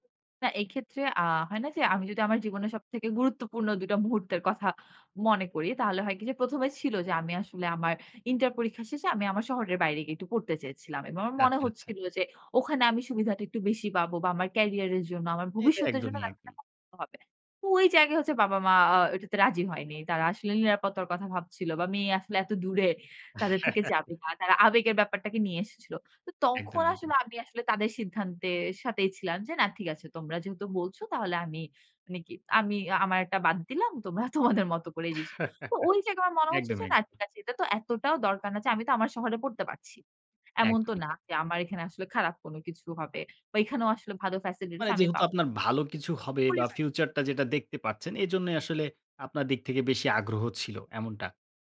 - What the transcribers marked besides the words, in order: unintelligible speech; chuckle; chuckle; in English: "facilities"; other background noise
- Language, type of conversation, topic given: Bengali, podcast, পরিবারের প্রত্যাশা আর নিজের ইচ্ছার মধ্যে ভারসাম্য তুমি কীভাবে সামলাও?